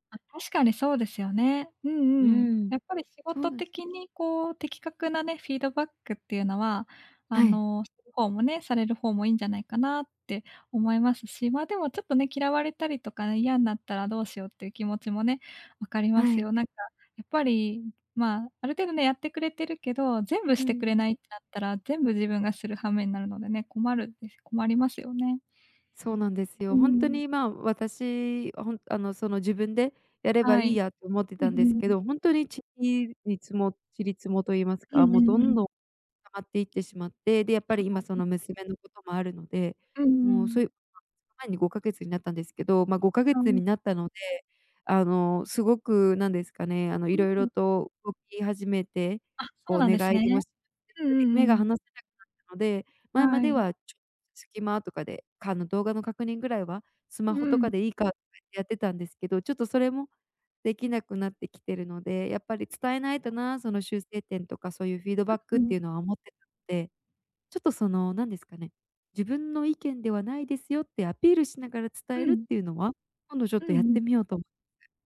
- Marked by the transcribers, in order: unintelligible speech; unintelligible speech; unintelligible speech; unintelligible speech; unintelligible speech; other background noise; unintelligible speech
- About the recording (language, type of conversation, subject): Japanese, advice, 相手の反応が怖くて建設的なフィードバックを伝えられないとき、どうすればよいですか？